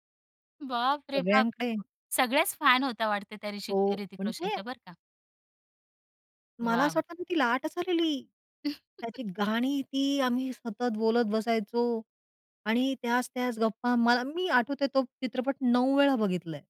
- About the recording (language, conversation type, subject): Marathi, podcast, चौकातील चहा-गप्पा कशा होत्या?
- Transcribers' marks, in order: laughing while speaking: "बापरे बाप!"; other noise; tapping; chuckle